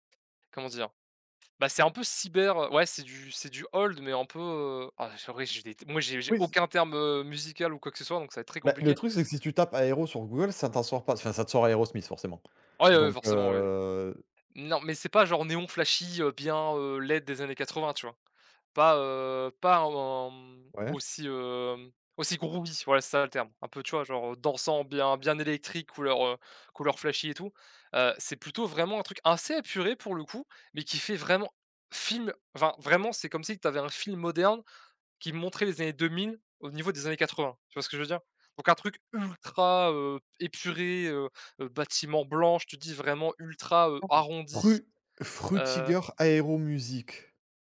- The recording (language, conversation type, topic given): French, unstructured, Comment la musique peut-elle changer ton humeur ?
- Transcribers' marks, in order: in English: "old"; in English: "groovy"; stressed: "film"; unintelligible speech